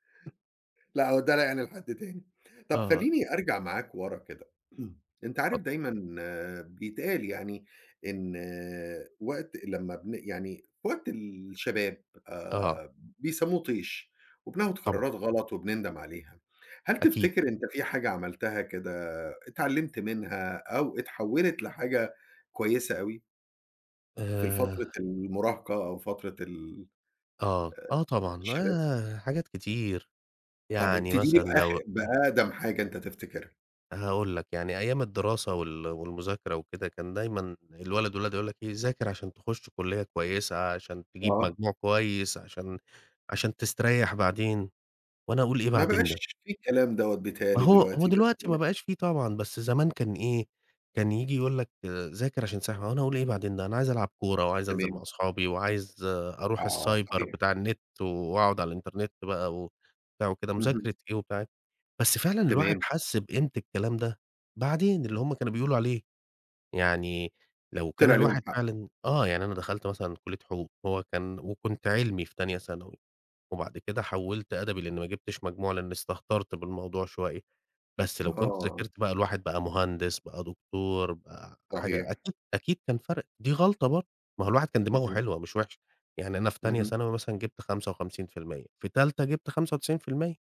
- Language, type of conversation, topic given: Arabic, podcast, إيه أهم درس اتعلمته من غلطة كبيرة؟
- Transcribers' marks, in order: other background noise; unintelligible speech; throat clearing